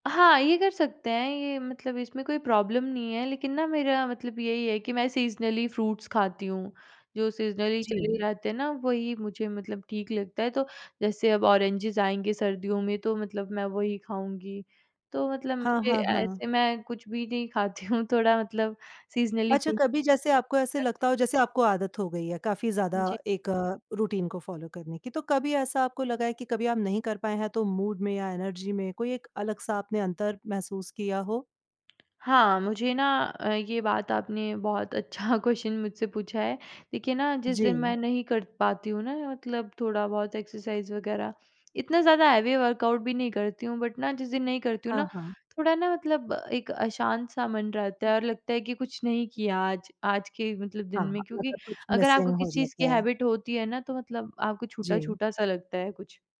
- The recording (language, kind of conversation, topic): Hindi, podcast, सुबह उठते ही आपकी पहली स्वास्थ्य आदत क्या होती है?
- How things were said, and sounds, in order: in English: "प्रॉब्लम"; in English: "सीज़नली फ्रूट्स"; in English: "सीज़नली"; in English: "ऑरेंजेस"; laughing while speaking: "हूँ"; in English: "सीज़नली फ्रूट"; tapping; in English: "रूटीन"; in English: "फॉलो"; in English: "मूड"; in English: "एनर्जी"; laughing while speaking: "अच्छा"; in English: "क्वेश्चन"; other background noise; in English: "एक्सरसाइज़"; in English: "हैवी वर्कआउट"; in English: "बट"; other noise; in English: "मिसिंग"; in English: "हैबिट"